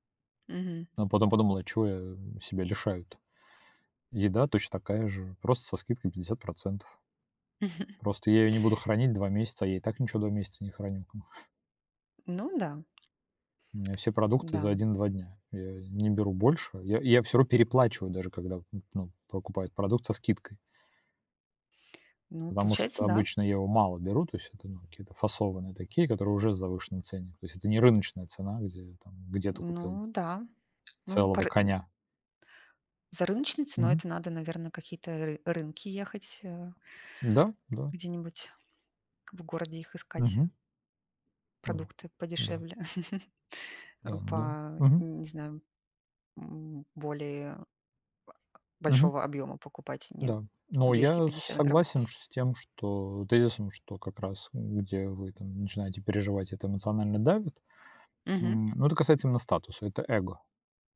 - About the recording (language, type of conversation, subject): Russian, unstructured, Что для вас значит финансовая свобода?
- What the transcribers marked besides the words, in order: chuckle; chuckle; tapping; other background noise; chuckle; other noise